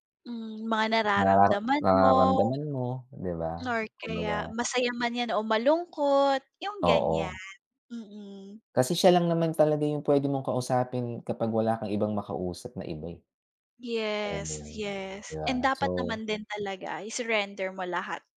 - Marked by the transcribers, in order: none
- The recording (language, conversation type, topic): Filipino, unstructured, Ano ang mga paborito mong ginagawa para mapawi ang lungkot?